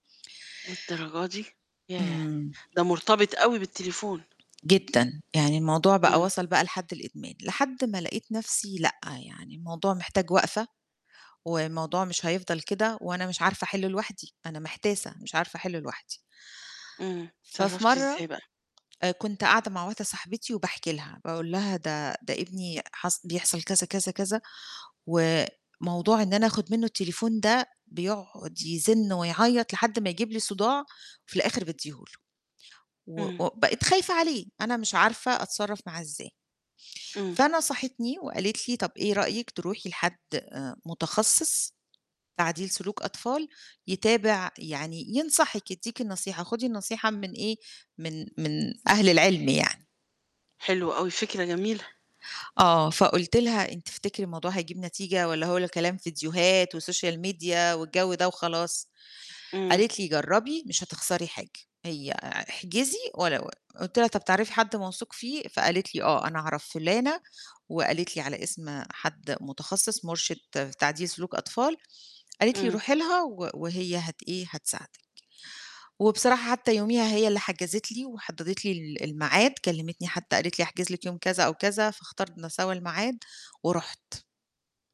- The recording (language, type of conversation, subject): Arabic, podcast, إزاي بتحط حدود لاستخدام التكنولوجيا عند ولادك؟
- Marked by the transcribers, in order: static; mechanical hum; in English: "وسوشيال ميديا"